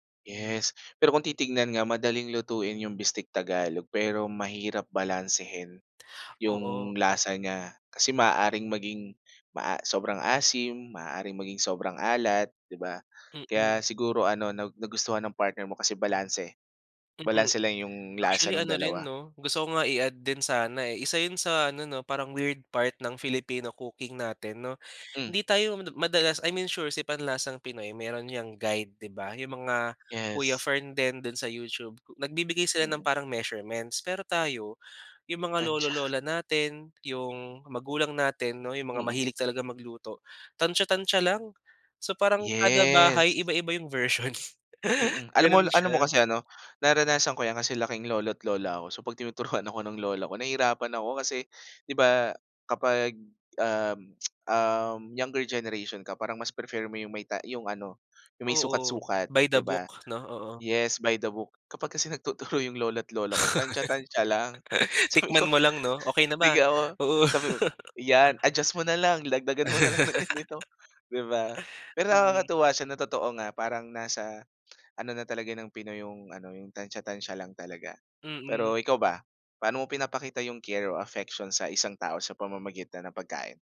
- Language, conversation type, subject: Filipino, podcast, Paano ninyo ipinapakita ang pagmamahal sa pamamagitan ng pagkain?
- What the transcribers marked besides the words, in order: tapping; laughing while speaking: "Tantya"; laughing while speaking: "version"; tongue click; in English: "younger generation"; in English: "by the book"; in English: "Yes, by the book"; laughing while speaking: "nagtuturo 'yong"; laugh; laughing while speaking: "Sabi ko, 'di ako sabi … lang ng ganito"; other background noise; laugh